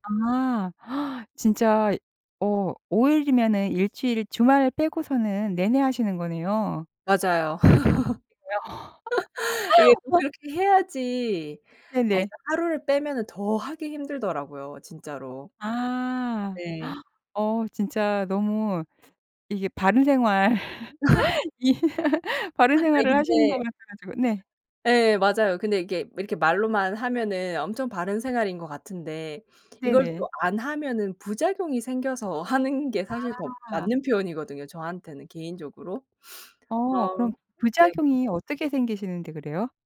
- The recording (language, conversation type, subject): Korean, podcast, 일 끝나고 진짜 쉬는 법은 뭐예요?
- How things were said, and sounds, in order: gasp; tapping; laugh; laugh; gasp; laugh; laughing while speaking: "이"; laugh; other background noise; sniff